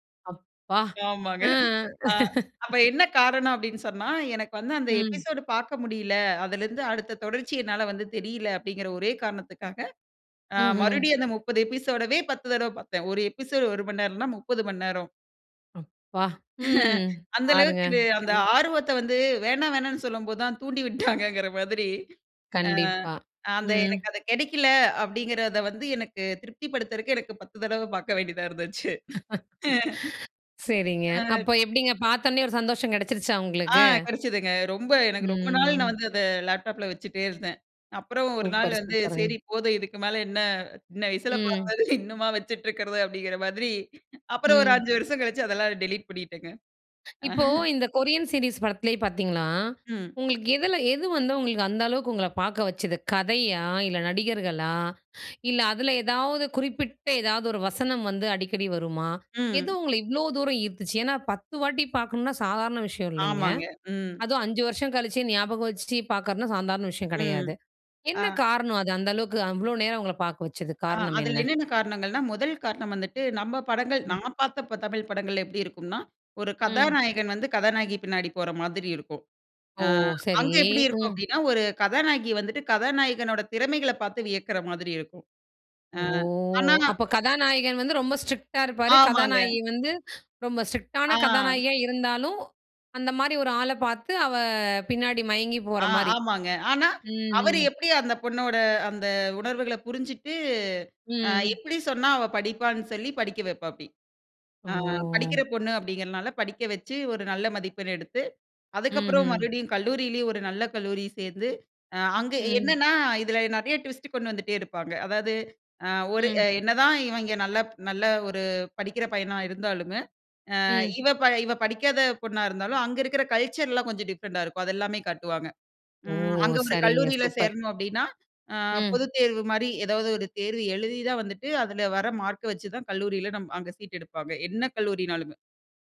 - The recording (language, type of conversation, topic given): Tamil, podcast, ஒரு திரைப்படத்தை மீண்டும் பார்க்க நினைக்கும் காரணம் என்ன?
- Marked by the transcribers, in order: laugh; in English: "எபிசோடு"; other background noise; in English: "எபிசோடுவே"; in English: "எபிசோடு"; chuckle; chuckle; laugh; laugh; chuckle; laughing while speaking: "அப்புறம், ஒரு அஞ்சு வருஷம் கழிச்சு அதெல்லாம் டெலீட் பண்ணிட்டேங்க"; in English: "டெலீட்"; in English: "கொரியன் சீரிஸ்"; in English: "ஸ்ட்ரிக்டா"; in English: "ஸ்ட்ரிக்டான"; in English: "ட்விஸ்ட்டு"; in English: "கல்ச்சர்லாம்"; in English: "டிஃப்ரெண்ட்டா"